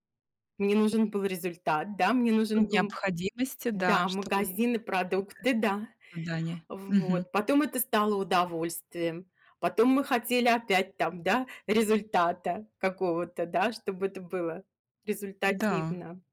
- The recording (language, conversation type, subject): Russian, podcast, Что для тебя важнее в хобби: удовольствие или результат?
- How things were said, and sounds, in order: none